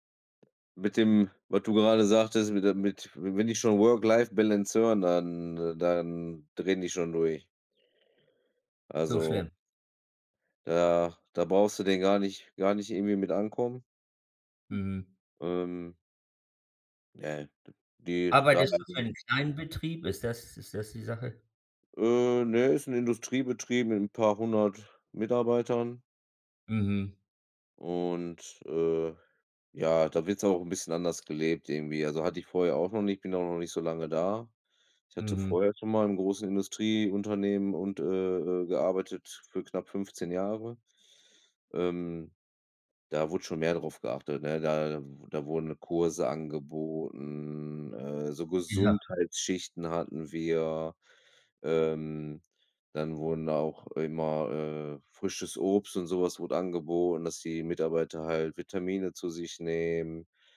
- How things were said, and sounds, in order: unintelligible speech
- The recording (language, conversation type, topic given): German, unstructured, Wie findest du eine gute Balance zwischen Arbeit und Privatleben?